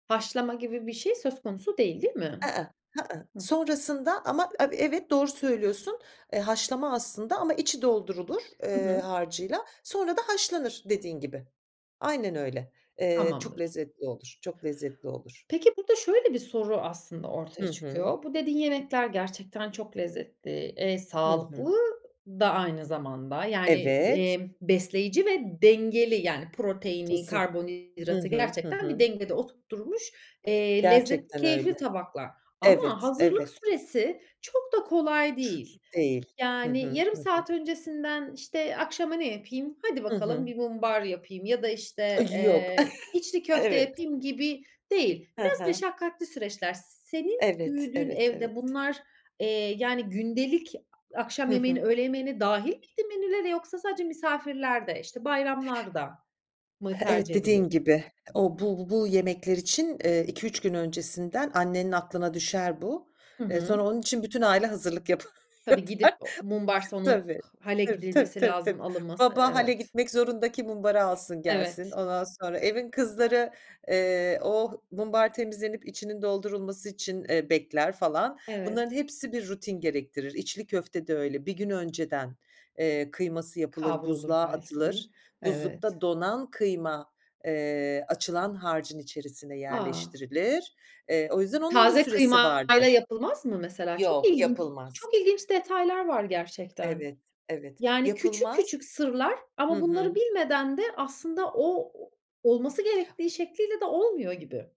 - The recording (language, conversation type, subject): Turkish, podcast, Hangi yiyecekler sana kendini ait hissettiriyor, sence bunun nedeni ne?
- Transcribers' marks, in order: other noise; other background noise; unintelligible speech; chuckle; laughing while speaking: "Evet"; laughing while speaking: "yapar yapar"